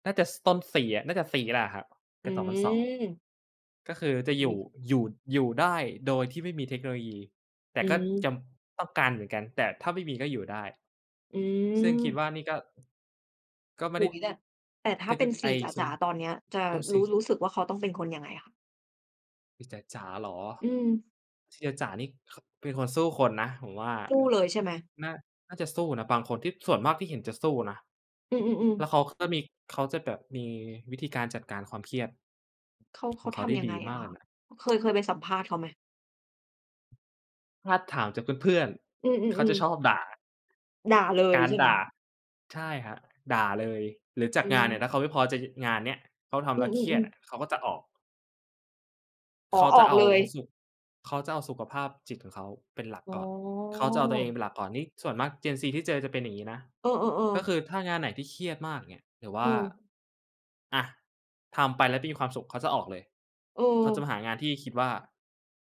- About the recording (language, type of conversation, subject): Thai, unstructured, คุณมีวิธีจัดการกับความเครียดอย่างไร?
- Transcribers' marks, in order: tapping; drawn out: "อ๋อ"